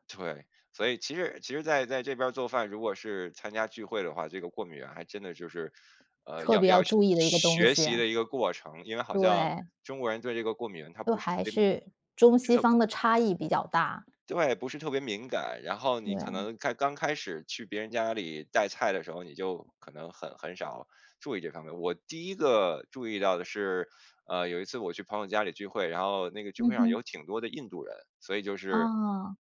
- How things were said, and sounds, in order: other background noise
- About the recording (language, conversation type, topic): Chinese, podcast, 你有没有经历过哪些好笑的厨房翻车时刻？